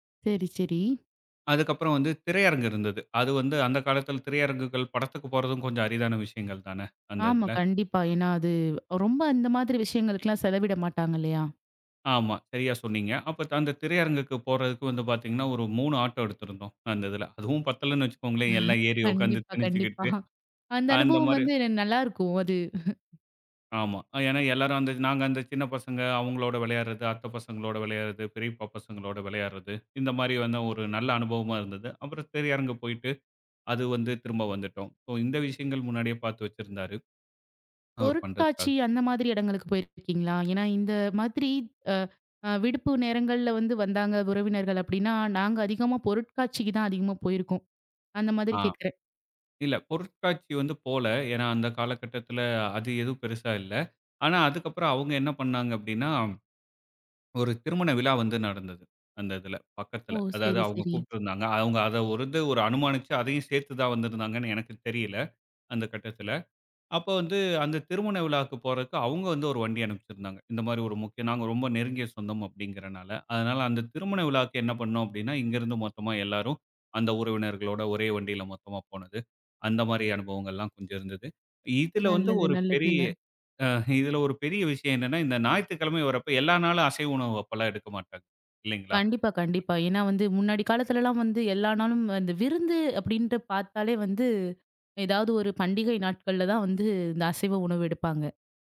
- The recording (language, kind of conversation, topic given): Tamil, podcast, வீட்டில் விருந்தினர்கள் வரும்போது எப்படி தயாராக வேண்டும்?
- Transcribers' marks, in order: laughing while speaking: "கண்டிப்பா, கண்டிப்பா. அந்த அனுபவம் வந்து என்ன நல்லாயிருக்கும். அது"; tapping; other noise